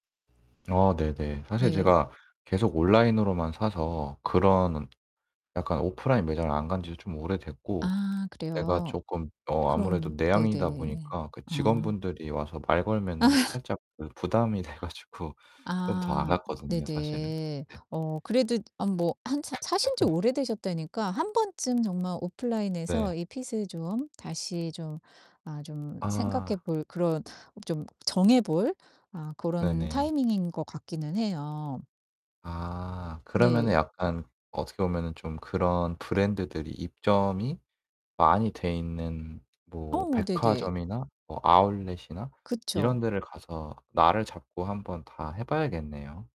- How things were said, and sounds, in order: static; distorted speech; tapping; other background noise; laughing while speaking: "아"; laughing while speaking: "돼 가지고"; laugh
- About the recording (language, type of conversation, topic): Korean, advice, 옷을 고를 때 어떤 스타일이 나에게 맞는지 어떻게 알 수 있을까요?